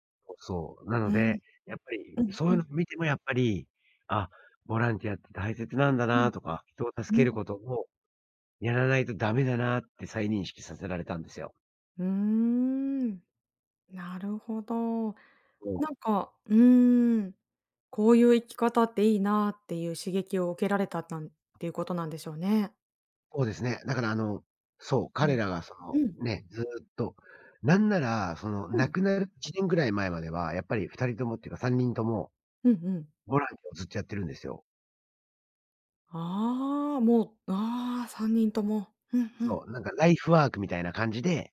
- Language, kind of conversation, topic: Japanese, advice, 退職後に新しい日常や目的を見つけたいのですが、どうすればよいですか？
- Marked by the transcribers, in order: other background noise; in English: "ライフワーク"